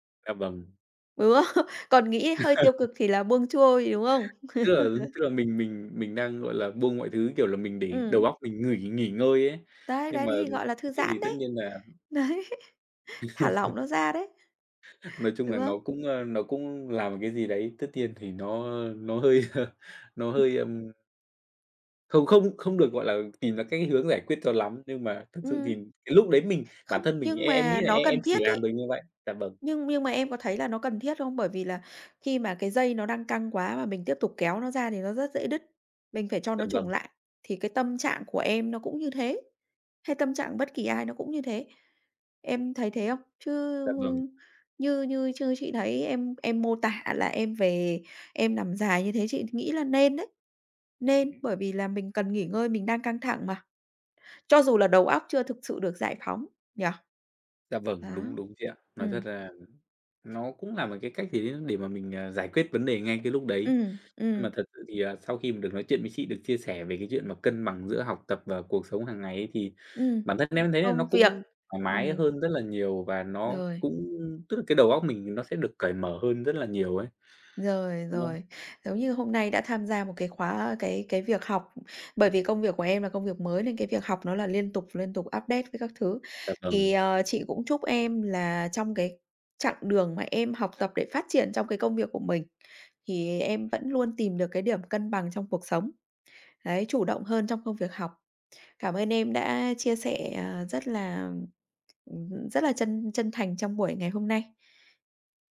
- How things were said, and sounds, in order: laughing while speaking: "Ừ"; chuckle; chuckle; tapping; laughing while speaking: "Đấy"; chuckle; laughing while speaking: "hơi"; other background noise; "chứ" said as "chư"; in English: "update"
- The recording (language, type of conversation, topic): Vietnamese, podcast, Bạn cân bằng việc học và cuộc sống hằng ngày như thế nào?